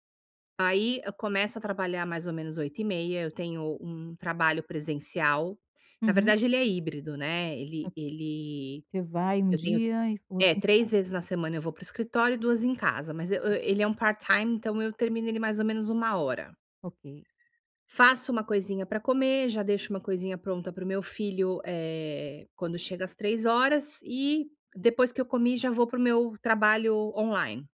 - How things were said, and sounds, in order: in English: "part-time"; tapping
- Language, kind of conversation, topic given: Portuguese, advice, Como posso criar rotinas de lazer sem me sentir culpado?